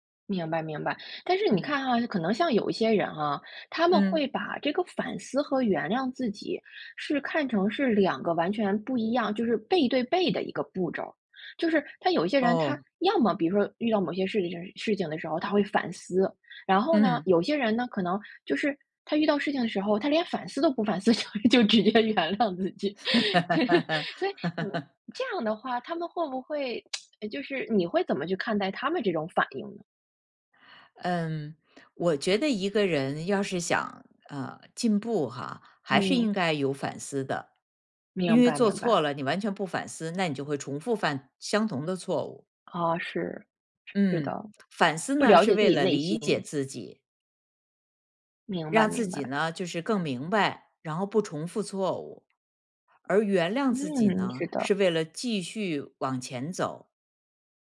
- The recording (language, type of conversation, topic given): Chinese, podcast, 什么时候该反思，什么时候该原谅自己？
- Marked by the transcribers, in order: laughing while speaking: "就 就直接原谅自己"; laugh; lip smack